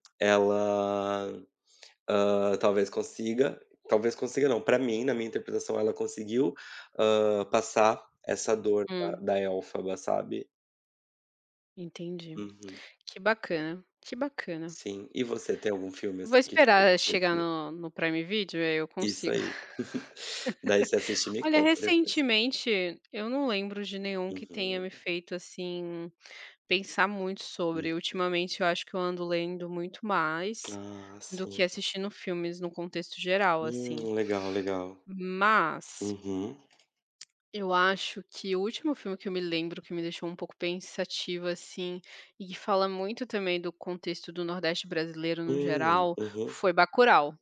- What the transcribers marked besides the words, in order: unintelligible speech; giggle; laugh; tapping
- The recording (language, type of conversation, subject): Portuguese, unstructured, Qual foi o último filme que fez você refletir?